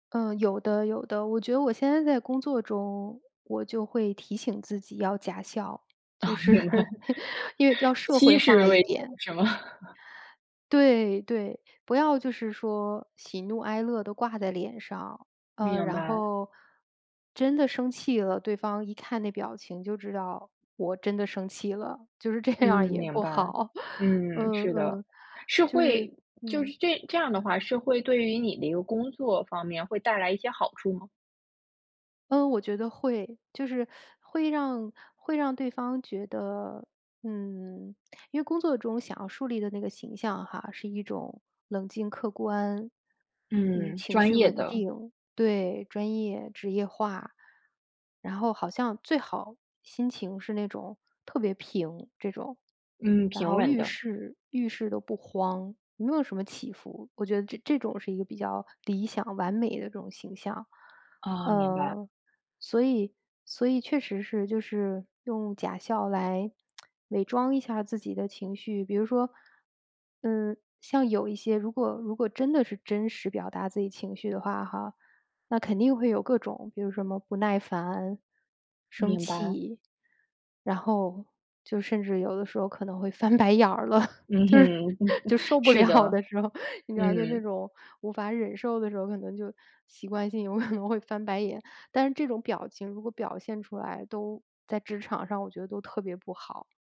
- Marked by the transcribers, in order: laughing while speaking: "哦，明白。 是吗？"; laughing while speaking: "是"; unintelligible speech; laughing while speaking: "这样儿也不好"; teeth sucking; lip smack; laughing while speaking: "翻白眼儿了，就是，就受不了的时候"; chuckle; chuckle; laughing while speaking: "有可能会"
- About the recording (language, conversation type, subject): Chinese, podcast, 你会怎么分辨真笑和假笑？